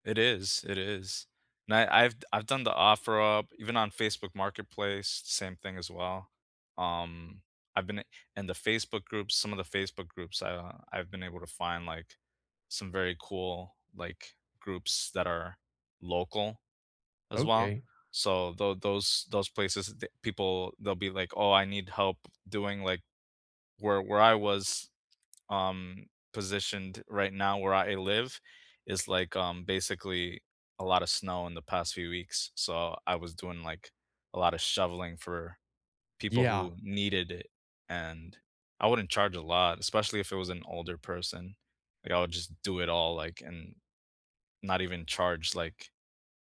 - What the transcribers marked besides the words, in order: tapping
- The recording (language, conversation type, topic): English, unstructured, How is technology shaping trust and the future of community voice in your life?
- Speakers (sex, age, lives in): male, 25-29, United States; male, 35-39, United States